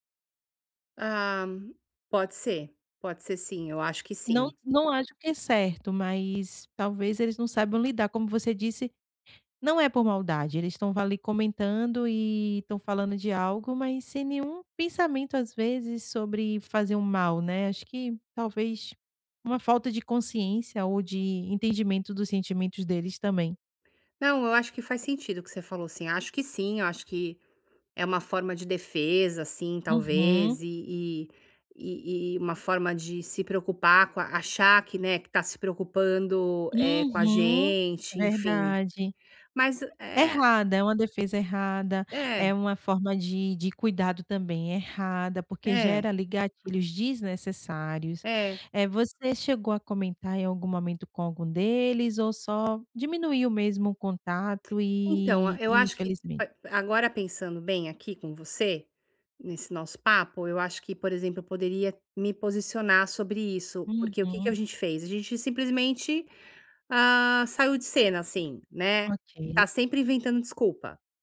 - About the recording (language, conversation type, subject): Portuguese, advice, Como posso lidar com críticas constantes de familiares sem me magoar?
- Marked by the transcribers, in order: none